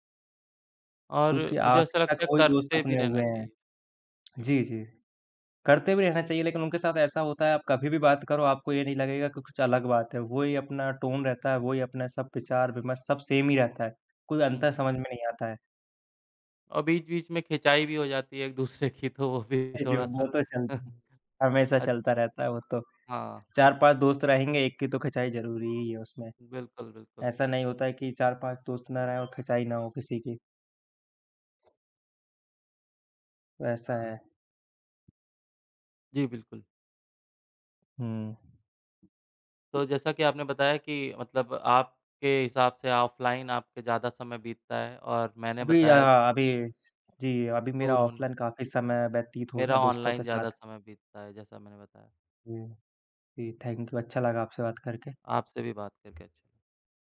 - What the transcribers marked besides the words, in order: in English: "टोन"; in English: "सेम"; laughing while speaking: "दूसरे की तो वो भी थोड़ा-सा"; laughing while speaking: "ए, जी, वो तो चलती"; chuckle; other background noise; in English: "थैंक यू"
- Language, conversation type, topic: Hindi, unstructured, क्या आप अपने दोस्तों के साथ ऑनलाइन या ऑफलाइन अधिक समय बिताते हैं?